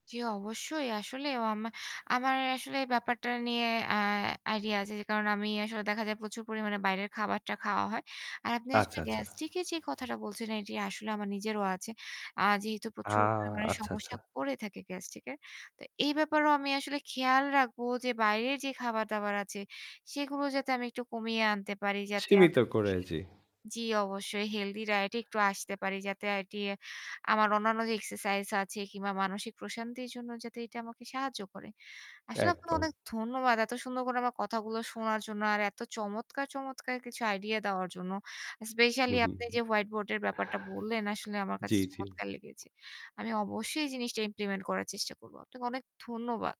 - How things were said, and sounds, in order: static; other background noise; "আছে" said as "আচে"; unintelligible speech; tapping; distorted speech; in English: "ইমপ্লিমেন্ট"
- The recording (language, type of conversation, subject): Bengali, advice, ঘুমের মাঝখানে হঠাৎ জেগে উঠে আবার ঘুমোতে না পারার সমস্যাটি সম্পর্কে আপনি কী বলবেন?